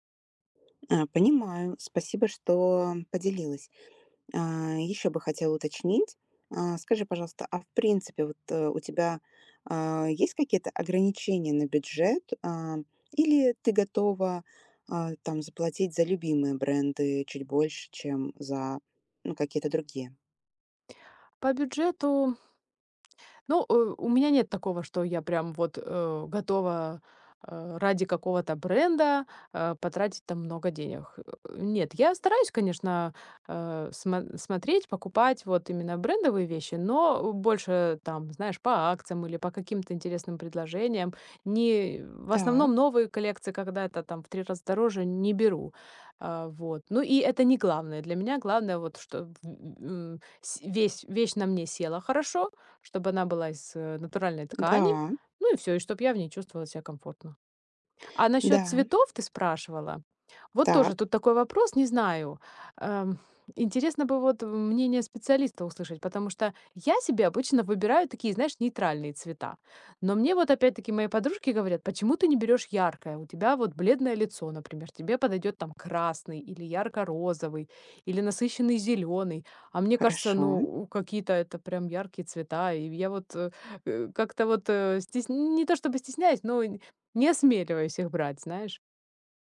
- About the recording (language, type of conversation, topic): Russian, advice, Как мне выбрать стиль одежды, который мне подходит?
- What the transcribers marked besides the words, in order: tapping; other background noise; grunt; grunt